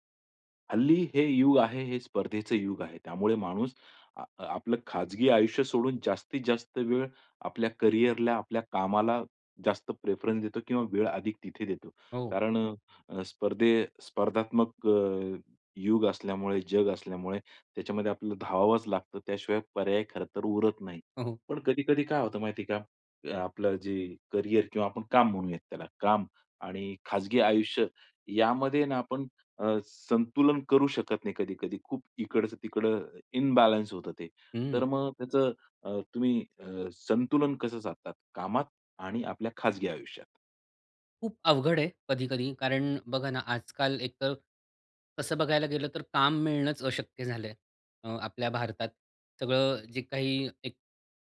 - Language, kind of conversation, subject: Marathi, podcast, काम आणि वैयक्तिक आयुष्यातील संतुलन तुम्ही कसे साधता?
- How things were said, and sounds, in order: in English: "प्रिफरन्स"; laughing while speaking: "हो"; in English: "इम्बॅलन्स"